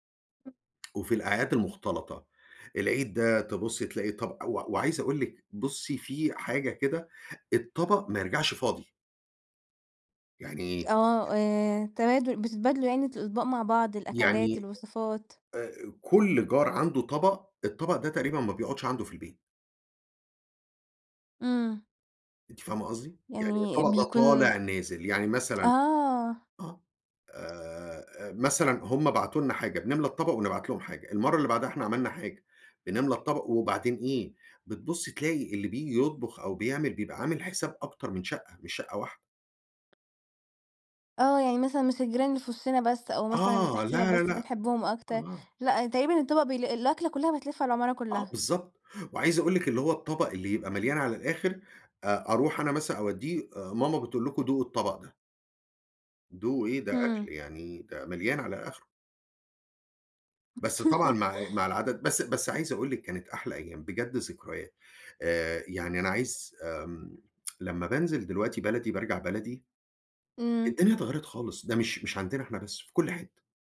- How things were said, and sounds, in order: unintelligible speech; tapping; other background noise; laugh; tsk
- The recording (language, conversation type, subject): Arabic, podcast, إيه معنى كلمة جيرة بالنسبة لك؟